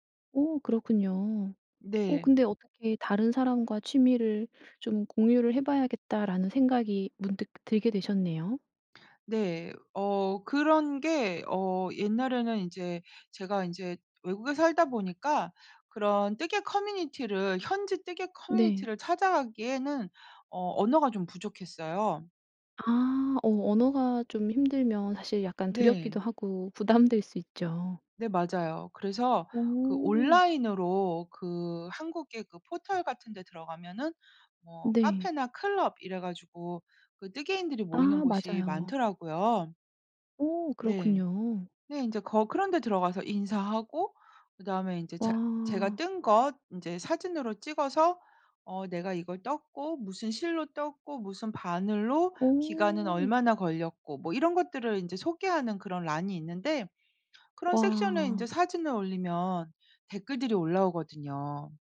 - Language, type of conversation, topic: Korean, podcast, 다른 사람과 취미를 공유하면서 느꼈던 즐거움이 있다면 들려주실 수 있나요?
- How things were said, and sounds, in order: none